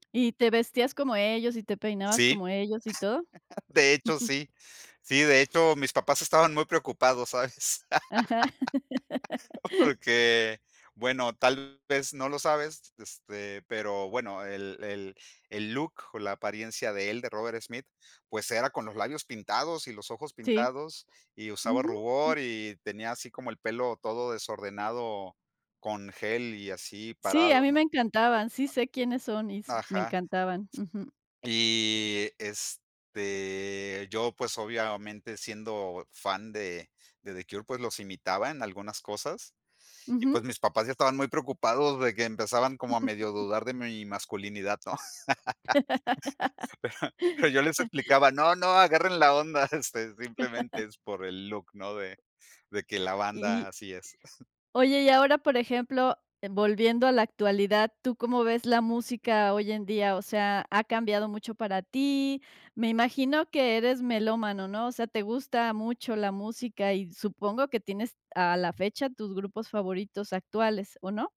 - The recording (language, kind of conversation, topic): Spanish, podcast, ¿Cómo descubriste tu gusto musical?
- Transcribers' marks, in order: tapping; laugh; chuckle; laugh; other background noise; drawn out: "este"; chuckle; laugh; laugh; other noise